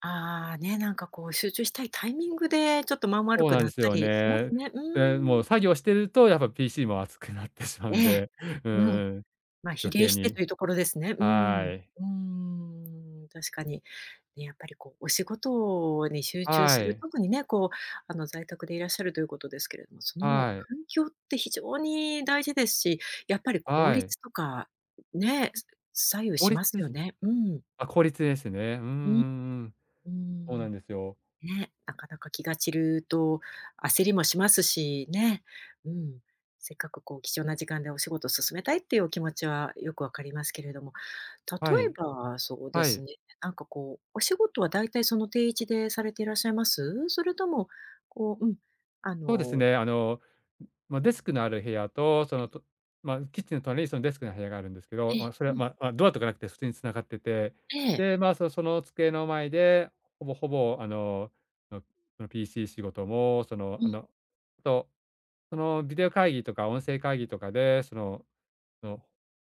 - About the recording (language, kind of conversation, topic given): Japanese, advice, 周りの音や散らかった部屋など、集中を妨げる環境要因を減らしてもっと集中するにはどうすればよいですか？
- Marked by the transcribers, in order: laughing while speaking: "熱くなってしまうんで"; other background noise; unintelligible speech